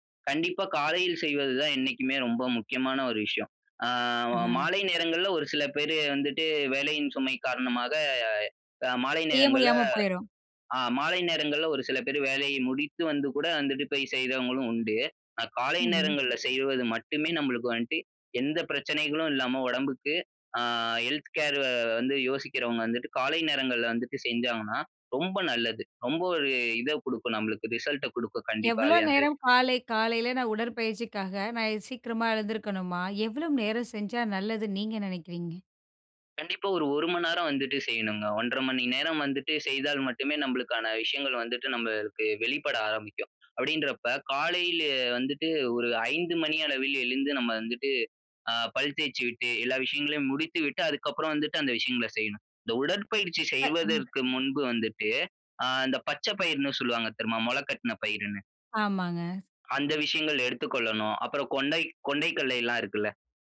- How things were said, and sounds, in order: none
- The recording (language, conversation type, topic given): Tamil, podcast, உடற்பயிற்சி தொடங்க உங்களைத் தூண்டிய அனுபவக் கதை என்ன?